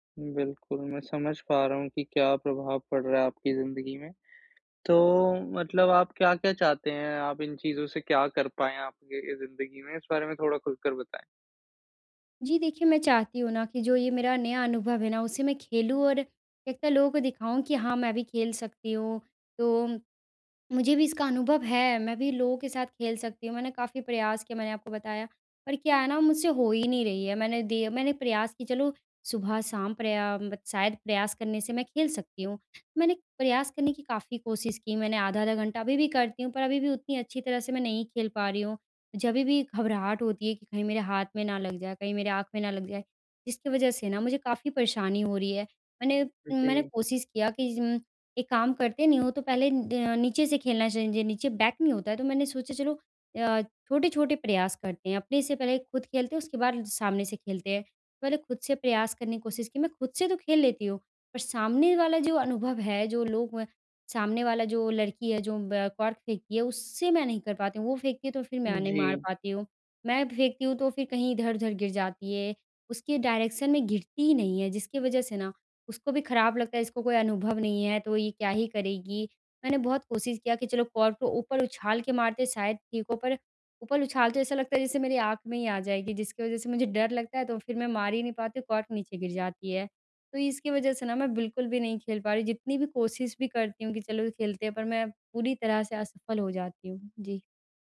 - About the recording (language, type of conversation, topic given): Hindi, advice, नए अनुभव आज़माने के डर को कैसे दूर करूँ?
- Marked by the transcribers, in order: in English: "डायरेक्शन"